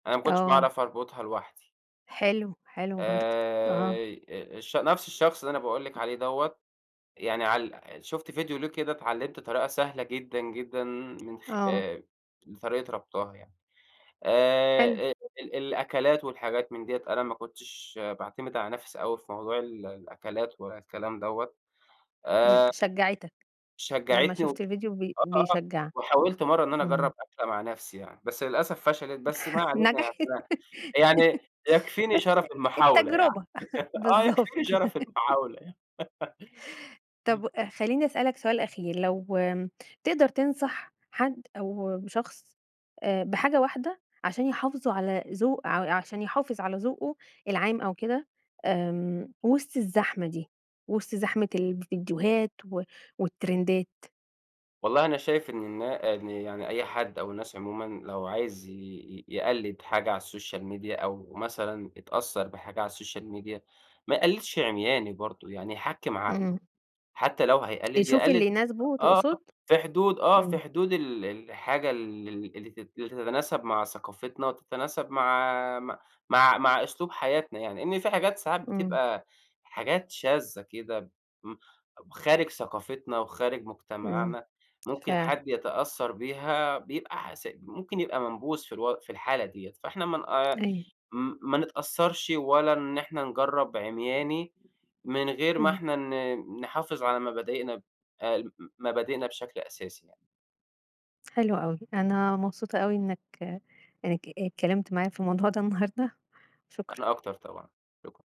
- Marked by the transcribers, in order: tapping; laugh; unintelligible speech; laugh; laugh; in English: "والترندات؟"; in English: "السوشيال ميديا"; in English: "السوشيال ميديا"
- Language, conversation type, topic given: Arabic, podcast, إزاي السوشيال ميديا بتأثر على ذوقنا؟